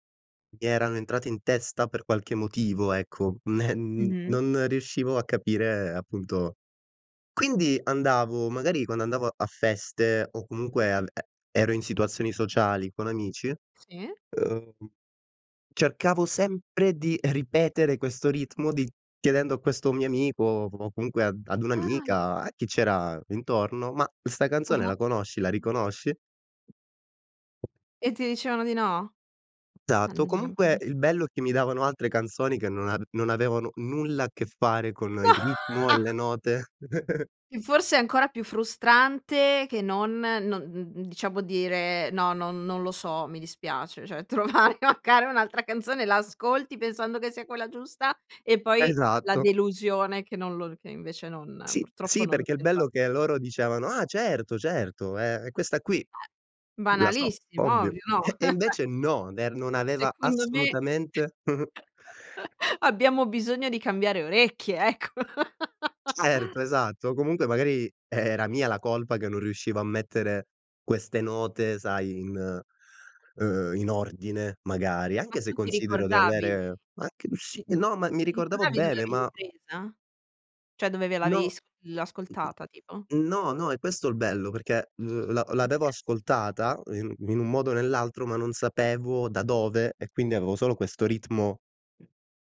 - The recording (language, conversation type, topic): Italian, podcast, Qual è la canzone che ti ha cambiato la vita?
- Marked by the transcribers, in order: scoff; tapping; surprised: "Ah"; "Esatto" said as "satto"; laugh; chuckle; laughing while speaking: "trovare magari un'altra canzone"; chuckle; other background noise; chuckle; laugh